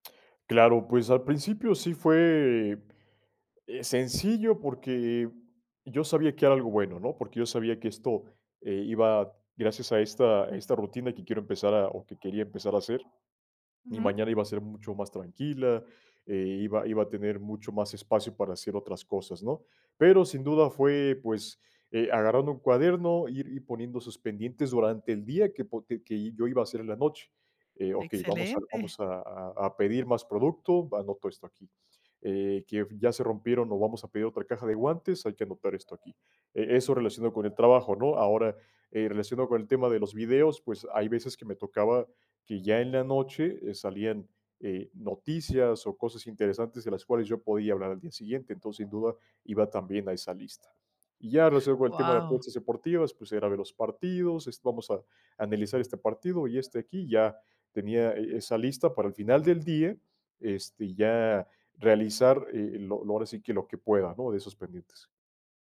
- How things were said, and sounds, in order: dog barking; other animal sound; other background noise
- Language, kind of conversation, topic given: Spanish, podcast, ¿Qué sueles dejar listo la noche anterior?